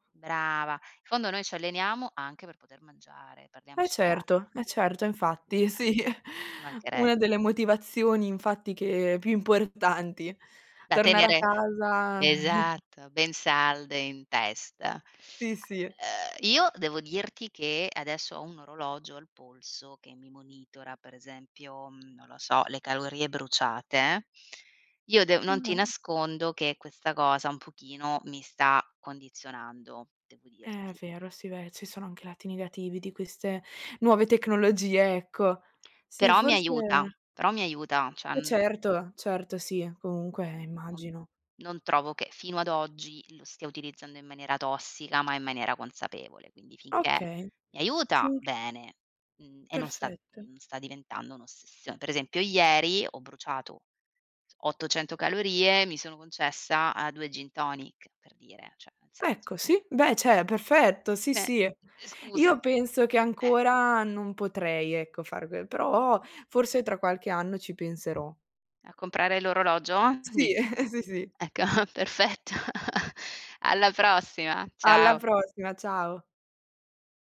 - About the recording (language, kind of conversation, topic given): Italian, unstructured, Come posso restare motivato a fare esercizio ogni giorno?
- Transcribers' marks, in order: unintelligible speech; laughing while speaking: "sì"; chuckle; unintelligible speech; "cioè" said as "ceh"; other background noise; "cioè" said as "ceh"; "cioè" said as "ceh"; tapping; chuckle